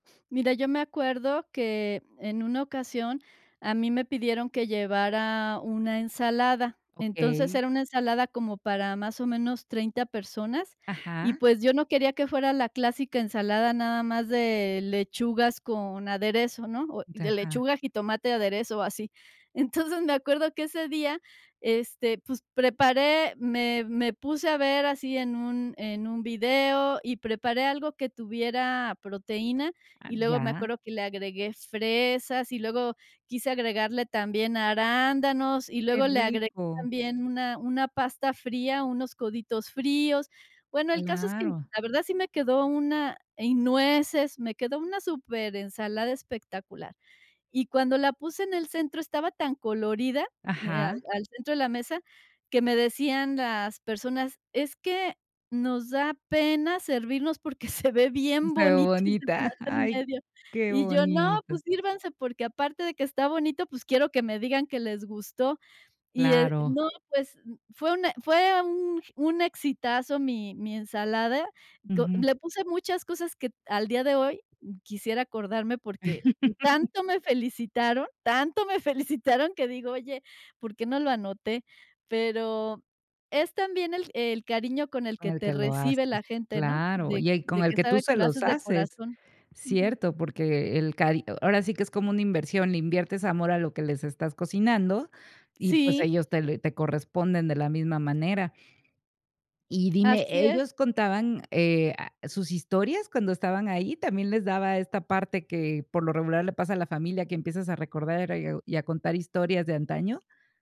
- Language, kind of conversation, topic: Spanish, podcast, ¿Qué papel juega la comida en reunir a la gente?
- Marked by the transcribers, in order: laughing while speaking: "Entonces"; laughing while speaking: "se ve bien bonito ese plato en medio"; laugh